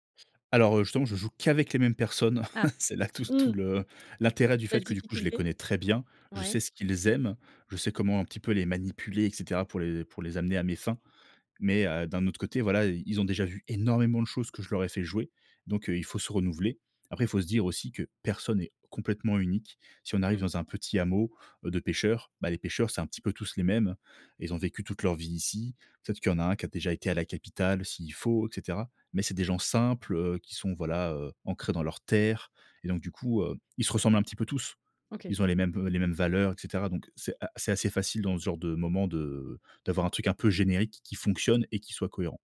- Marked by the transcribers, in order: stressed: "qu'avec"; laughing while speaking: "C'est là tout s tout le"; stressed: "personne"; stressed: "terre"
- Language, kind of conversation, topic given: French, podcast, Comment peux-tu partager une méthode pour construire des personnages crédibles ?